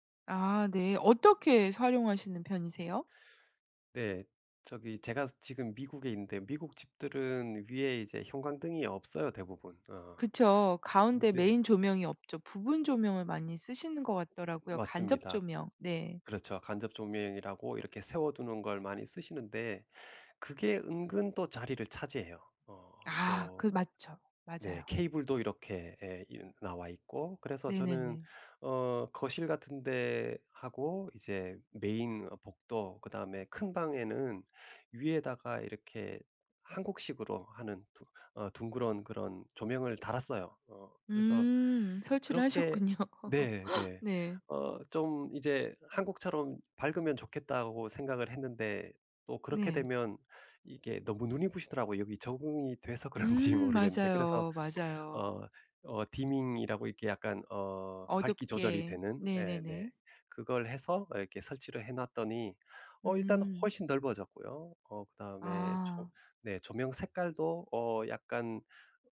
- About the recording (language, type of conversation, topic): Korean, podcast, 작은 집이 더 넓어 보이게 하려면 무엇이 가장 중요할까요?
- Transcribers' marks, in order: tapping; laughing while speaking: "하셨군요"; laugh; laughing while speaking: "그런지"; in English: "디밍이라고"